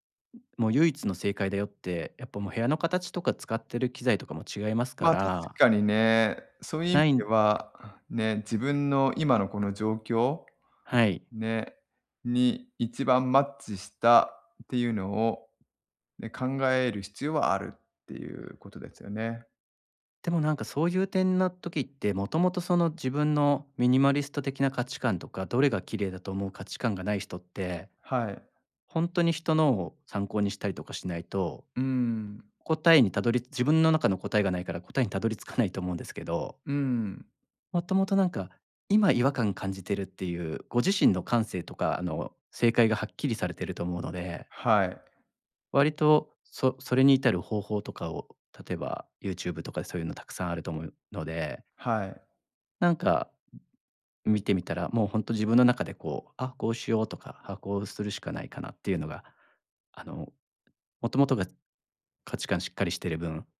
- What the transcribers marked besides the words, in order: other noise
- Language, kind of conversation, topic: Japanese, advice, 価値観の変化で今の生活が自分に合わないと感じるのはなぜですか？